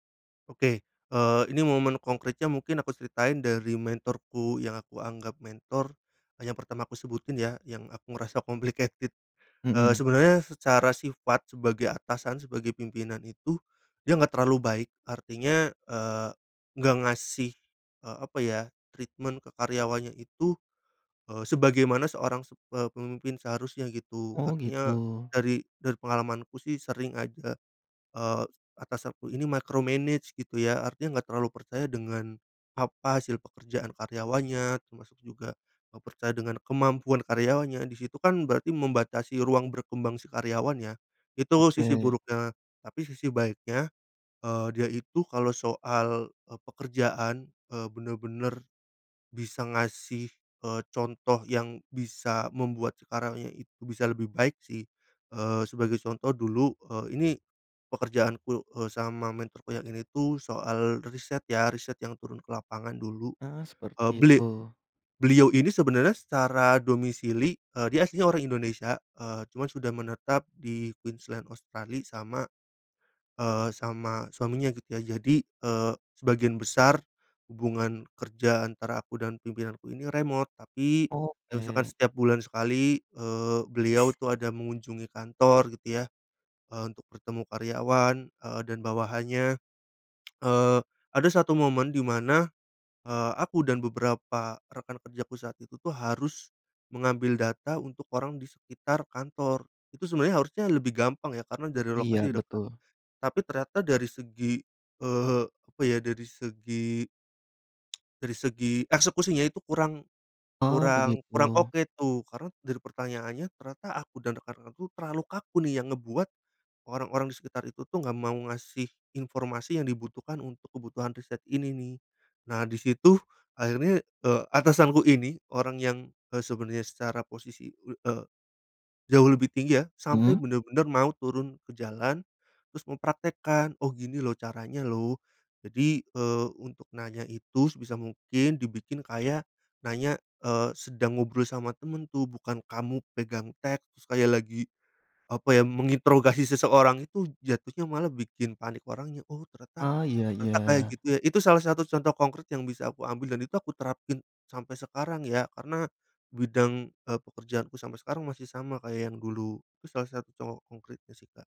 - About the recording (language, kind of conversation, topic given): Indonesian, podcast, Siapa mentor yang paling berpengaruh dalam kariermu, dan mengapa?
- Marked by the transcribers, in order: in English: "complicated"; in English: "treatment"; in English: "micromanage"; "Australia" said as "ostrali"; tsk; tsk; other background noise